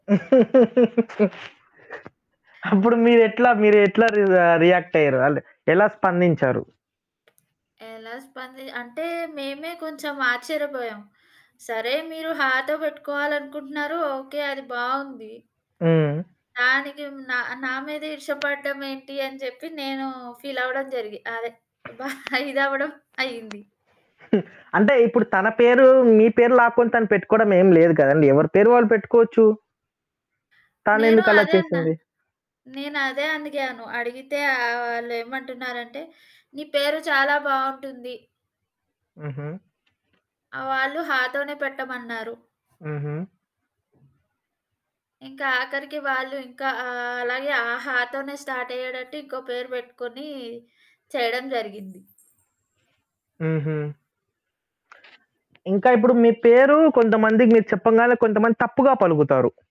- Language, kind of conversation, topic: Telugu, podcast, మీ పేరు వెనుక ఉన్న కథ ఏమిటో వివరించగలరా?
- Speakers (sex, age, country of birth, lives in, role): female, 25-29, India, India, guest; male, 20-24, India, India, host
- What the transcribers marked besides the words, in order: laugh; other background noise; distorted speech; tapping; chuckle; laughing while speaking: "బా ఇదవ్వడం"